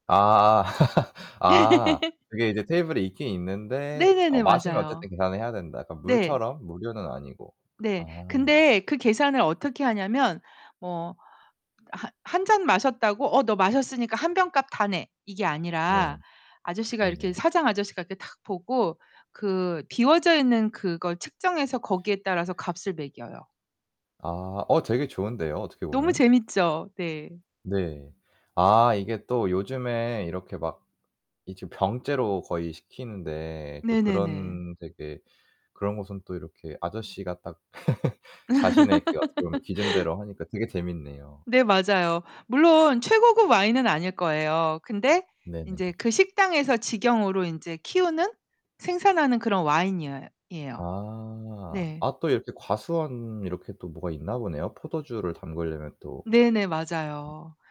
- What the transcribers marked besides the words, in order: laugh; tapping; laugh
- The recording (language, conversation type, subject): Korean, podcast, 가장 기억에 남는 여행지는 어디였나요?